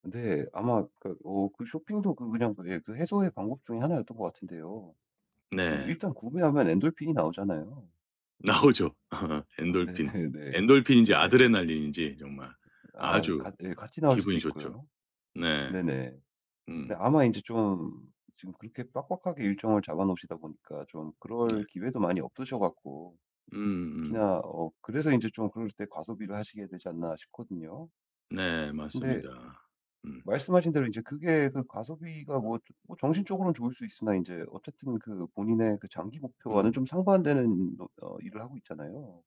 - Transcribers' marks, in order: other background noise; laughing while speaking: "나오죠"; laugh; laughing while speaking: "네네네"; tapping
- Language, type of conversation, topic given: Korean, advice, 큰 목표를 추구하는 과정에서 야망과 인내의 균형을 어떻게 잡을 수 있을까요?